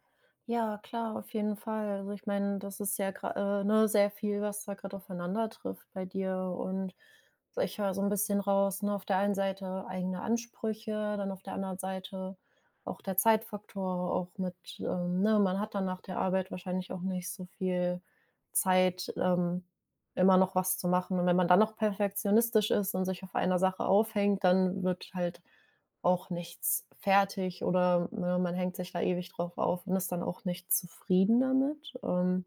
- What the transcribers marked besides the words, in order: none
- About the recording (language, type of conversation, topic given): German, advice, Wie verhindert Perfektionismus, dass du deine kreative Arbeit abschließt?